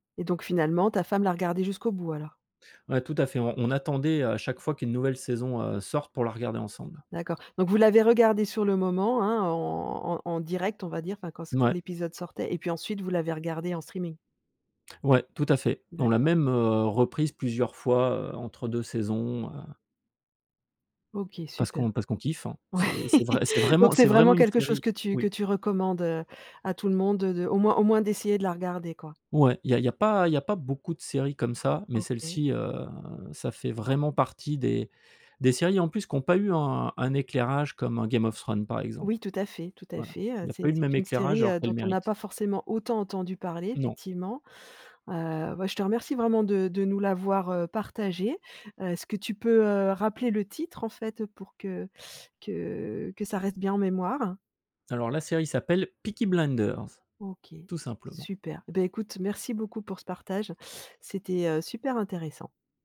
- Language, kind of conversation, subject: French, podcast, Quelle série recommanderais-tu à tout le monde en ce moment ?
- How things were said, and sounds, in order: in English: "streaming ?"; laughing while speaking: "Oui"